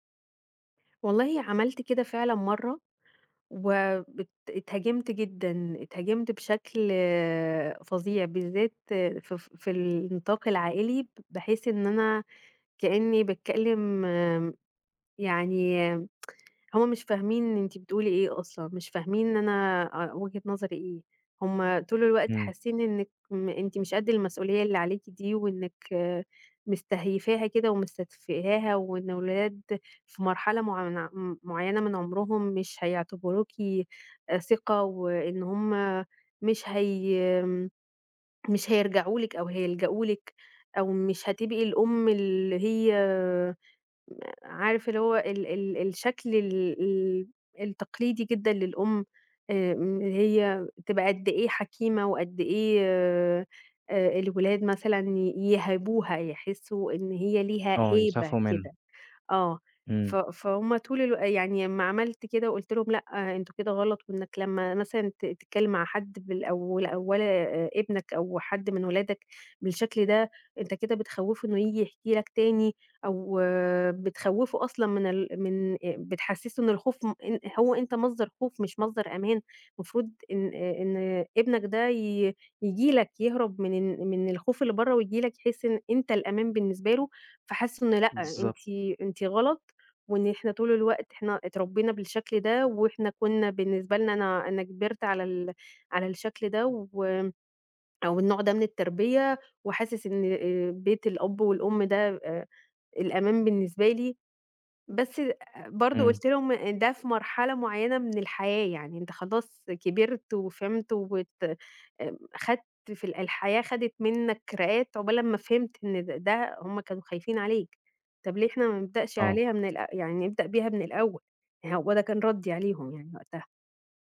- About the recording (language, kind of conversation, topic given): Arabic, advice, إزاي أتعامل مع إحساسي إني مجبور أرضي الناس وبتهرّب من المواجهة؟
- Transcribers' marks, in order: tsk